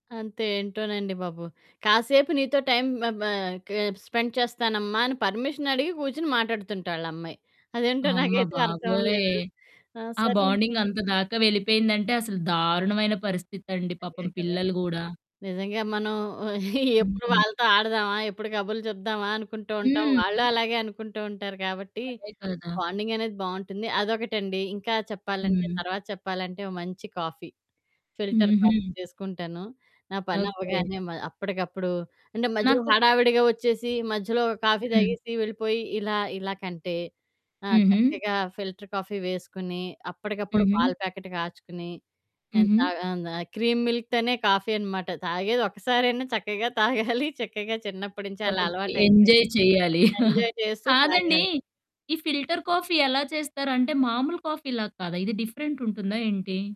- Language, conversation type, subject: Telugu, podcast, పని ముగిసిన తర్వాత మీరు ఎలా విశ్రాంతి తీసుకుంటారు?
- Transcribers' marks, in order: in English: "పర్మిషన్"; chuckle; in English: "కాఫీ. ఫిల్టర్ కాఫీ"; in English: "కాఫీ"; in English: "ఫిల్టర్ కాఫీ"; in English: "ప్యాకెట్"; in English: "క్రీమ్ మిల్క్"; in English: "కాఫీ"; laughing while speaking: "చక్కగా తాగాలి"; in English: "ఎంజాయ్"; in English: "ఎంజాయ్"; chuckle; in English: "ఫిల్టర్ కాఫీ"; in English: "కాఫీ"